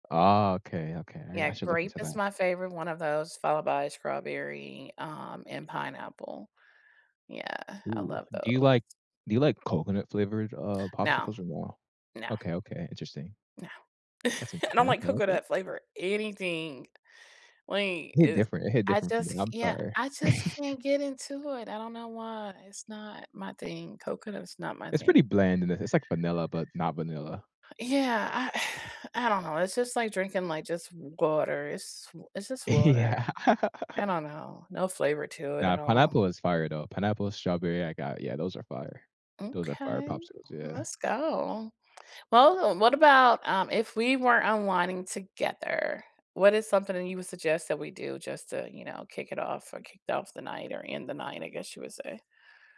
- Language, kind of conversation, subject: English, unstructured, When you want to unwind, what entertainment do you turn to, and what makes it comforting?
- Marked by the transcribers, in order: chuckle; chuckle; tapping; sigh; laughing while speaking: "Yeah"; laugh